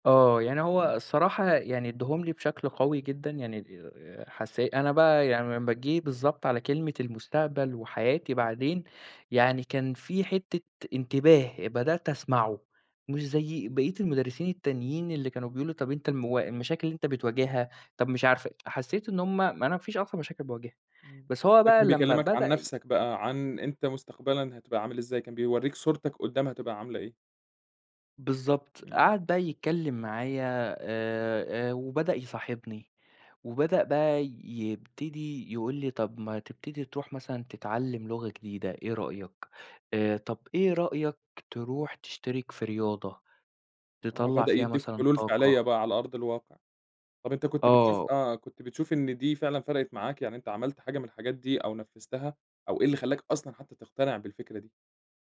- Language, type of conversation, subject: Arabic, podcast, احكيلي عن مُعلّم غيّر طريقة تفكيرك إزاي؟
- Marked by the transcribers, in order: tsk